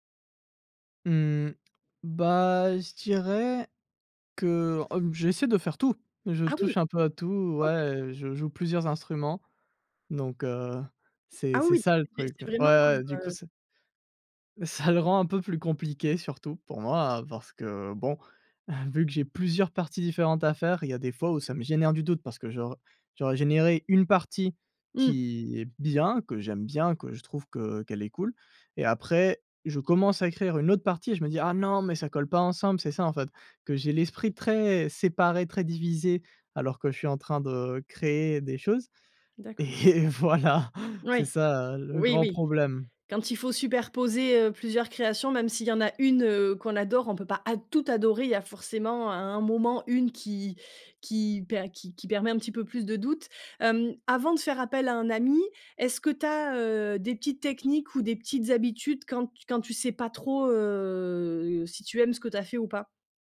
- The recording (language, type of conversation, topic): French, podcast, Comment gères-tu le doute créatif au quotidien ?
- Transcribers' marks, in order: other background noise; chuckle; laughing while speaking: "et voilà"; drawn out: "heu"